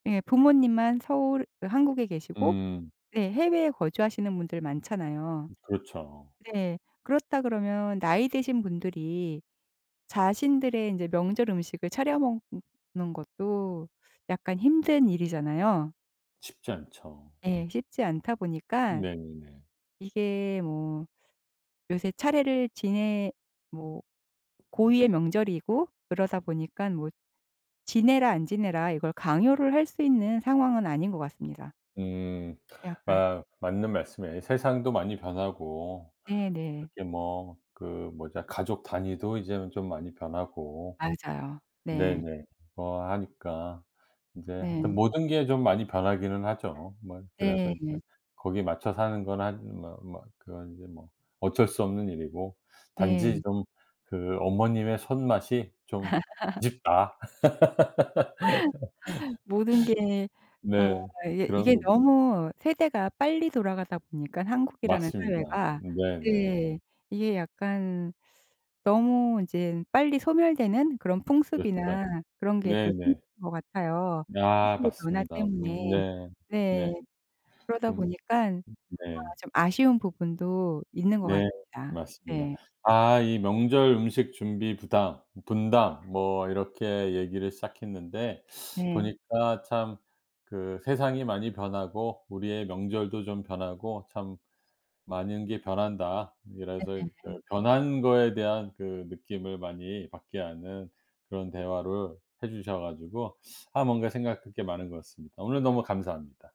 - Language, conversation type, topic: Korean, podcast, 명절 음식 준비는 보통 어떻게 나눠서 하시나요?
- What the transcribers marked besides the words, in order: other background noise; laugh; laugh; unintelligible speech